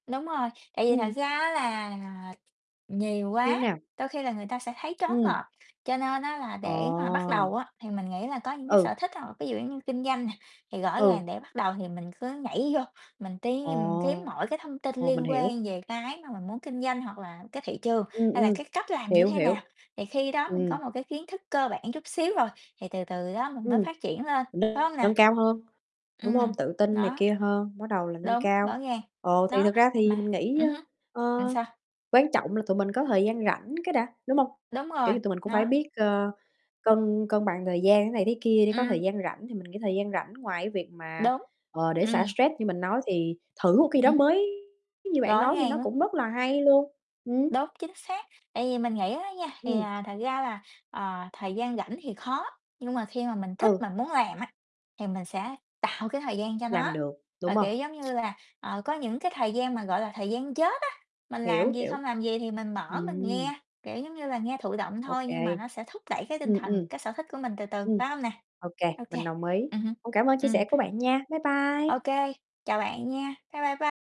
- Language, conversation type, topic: Vietnamese, unstructured, Bạn thường dành thời gian rảnh để làm gì?
- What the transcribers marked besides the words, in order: other background noise; distorted speech; tapping; "là" said as "ừn"